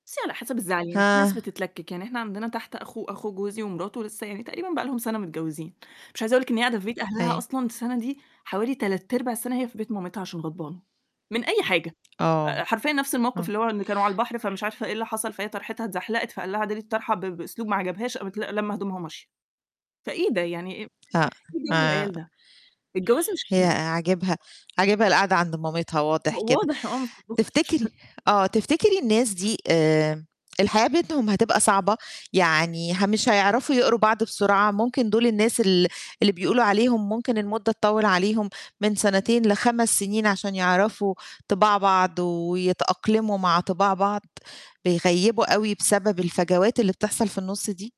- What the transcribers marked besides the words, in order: tapping; other noise; unintelligible speech
- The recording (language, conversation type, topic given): Arabic, podcast, احكيلي عن تجربة الجواز وإزاي غيّرتك؟